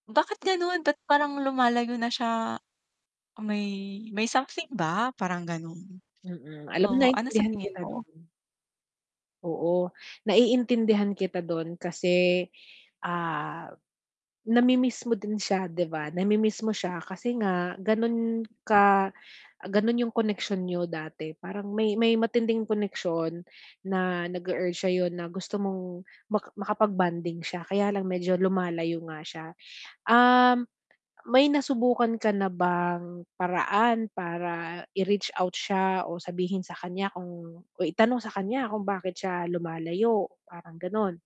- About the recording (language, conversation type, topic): Filipino, advice, Paano ako makakaangkop sa pagbabago ng aming ugnayan kapag unti-unting lumalayo ang matagal ko nang kaibigan?
- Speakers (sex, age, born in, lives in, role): female, 40-44, Philippines, Philippines, advisor; female, 40-44, Philippines, Philippines, user
- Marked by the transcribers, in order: tapping; mechanical hum; static